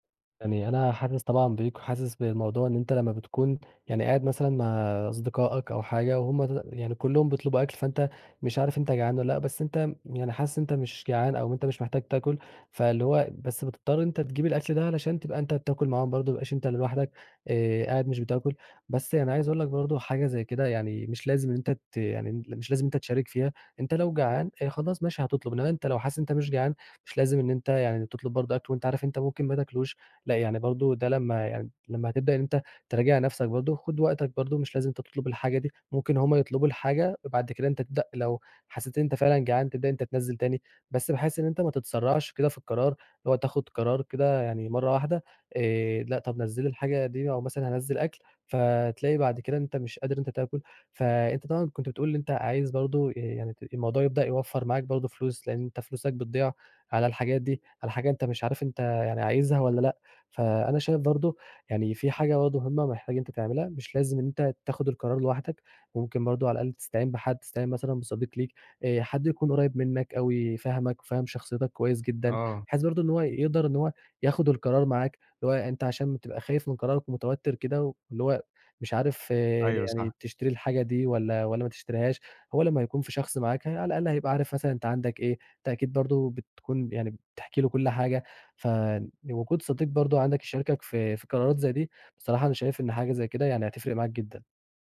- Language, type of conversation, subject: Arabic, advice, إزاي أفرّق بين اللي محتاجه واللي نفسي فيه قبل ما أشتري؟
- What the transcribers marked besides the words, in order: none